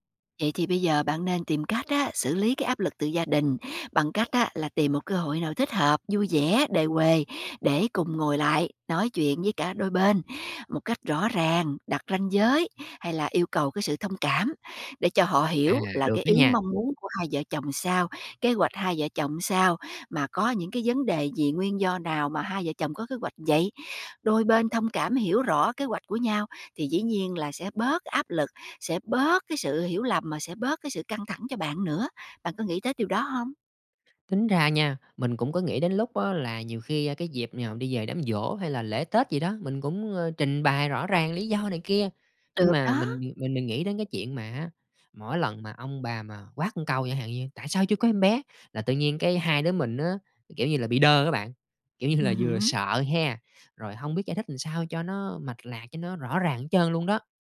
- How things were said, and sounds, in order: tapping; laughing while speaking: "như là"
- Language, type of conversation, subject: Vietnamese, advice, Bạn cảm thấy thế nào khi bị áp lực phải có con sau khi kết hôn?